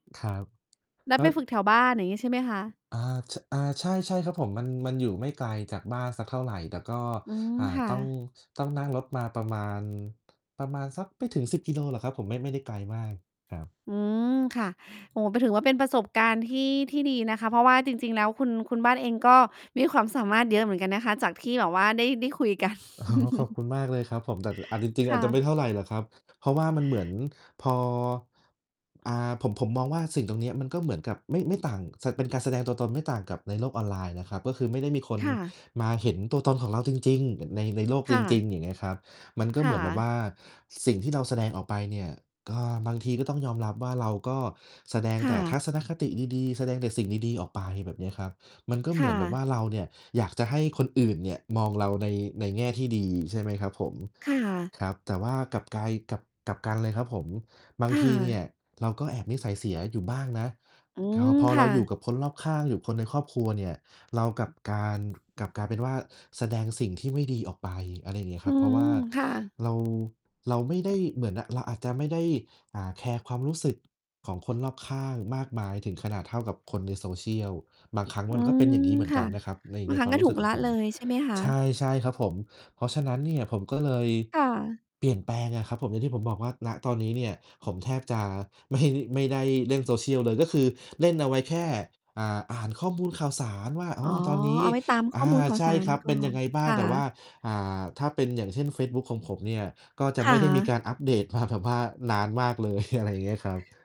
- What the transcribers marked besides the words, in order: distorted speech; tapping; laughing while speaking: "อ๋อ"; laughing while speaking: "กัน"; chuckle; other background noise; laughing while speaking: "ไม่"; laughing while speaking: "แบบว่า"; chuckle
- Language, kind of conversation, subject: Thai, unstructured, เมื่อคุณอยากแสดงความเป็นตัวเอง คุณมักจะทำอย่างไร?